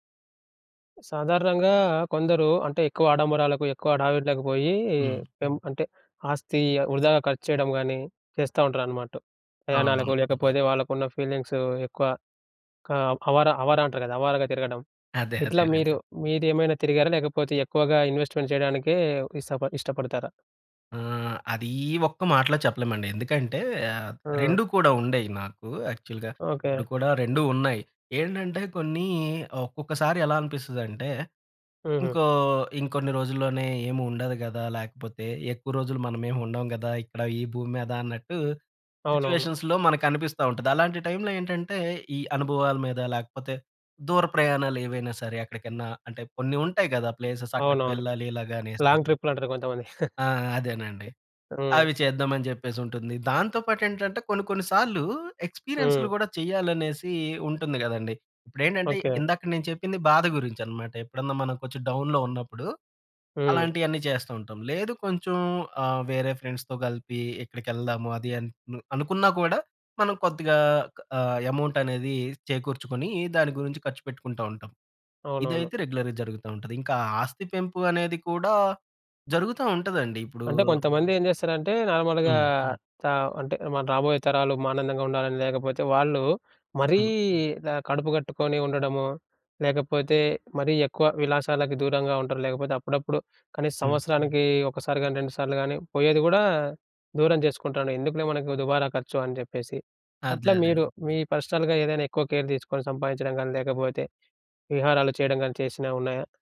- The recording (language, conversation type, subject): Telugu, podcast, ప్రయాణాలు, కొత్త అనుభవాల కోసం ఖర్చు చేయడమా లేదా ఆస్తి పెంపుకు ఖర్చు చేయడమా—మీకు ఏది ఎక్కువ ముఖ్యమైంది?
- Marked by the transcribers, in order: other noise; tapping; other background noise; in English: "ఇన్వేస్ట్‌మెంట్"; in English: "యాక్చువల్‌గా"; in English: "సిచ్యువేషన్స్‌లో"; in English: "ప్లేసెస్"; in English: "లాంగ్"; giggle; in English: "డౌన్‌లో"; in English: "ఫ్రెండ్స్‌తో"; in English: "రెగ్యులర్‌గా"; in English: "నార్మల్‌గా"; "ఆనందంగుండాలని" said as "మానందంగుండాలని"; in English: "పర్సనల్‌గా"; in English: "కేర్"